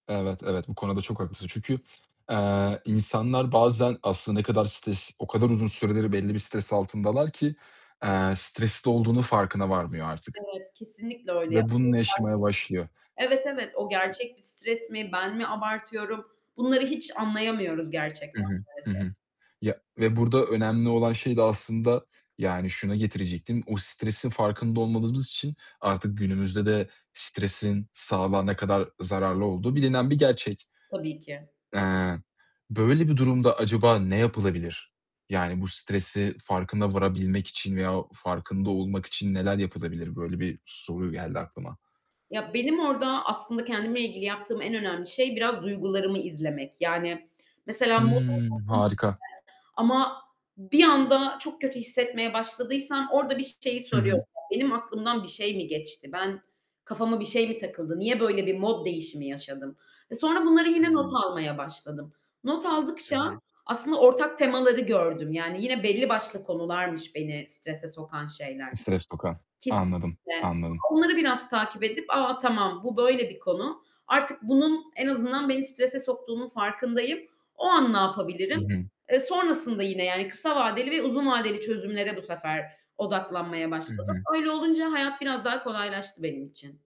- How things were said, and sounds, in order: static; distorted speech; unintelligible speech; other background noise; unintelligible speech; tapping; unintelligible speech
- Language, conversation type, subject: Turkish, podcast, Stresle başa çıkmak için hangi yöntemleri kullanıyorsun, örnek verebilir misin?